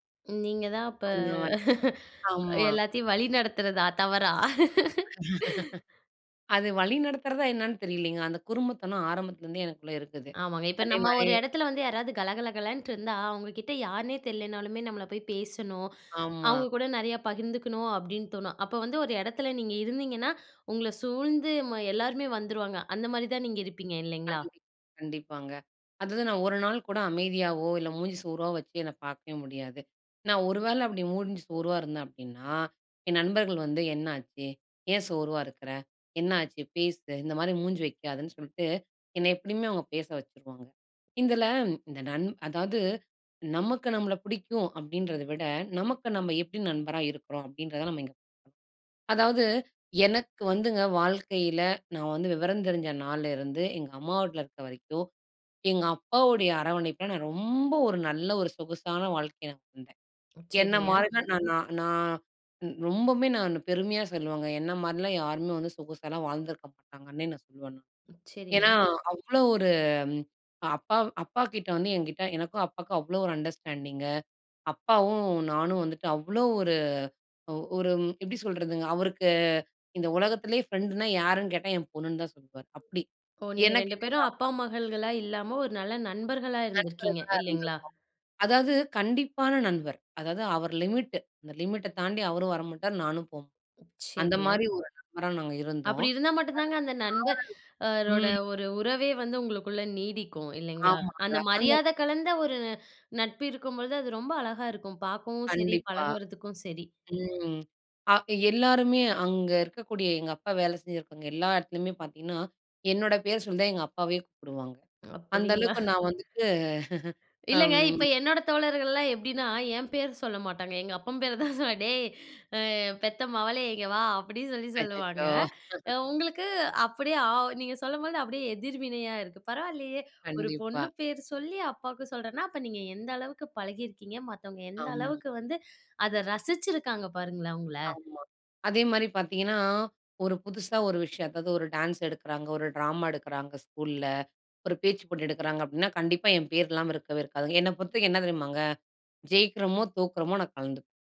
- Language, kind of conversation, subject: Tamil, podcast, நீங்கள் உங்களுக்கே ஒரு நல்ல நண்பராக எப்படி இருப்பீர்கள்?
- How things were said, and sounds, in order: laugh; chuckle; laughing while speaking: "எல்லாத்தையும் வழிநடத்துறதா தவறா?"; laugh; in English: "அண்டர்ஸ்டாண்டிங்கு"; other noise; drawn out: "நண்பர்ரோட"; unintelligible speech; chuckle; laughing while speaking: "என் பேரு சொல்ல மாட்டாங்க எங்க … அப்டியே எதிர்வினையா இருக்கு"; chuckle